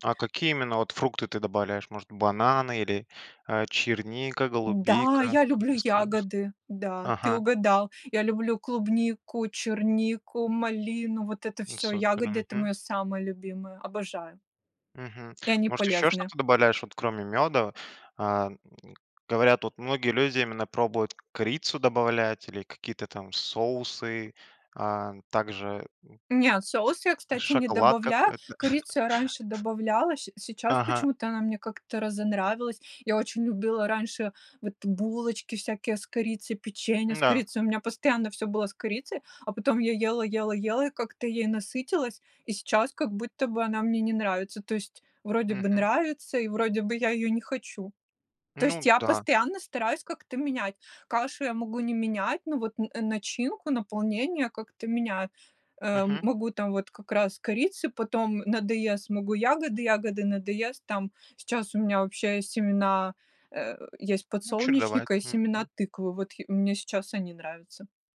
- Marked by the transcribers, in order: chuckle; tapping; other background noise; chuckle; background speech
- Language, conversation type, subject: Russian, podcast, Как начинается твой обычный день?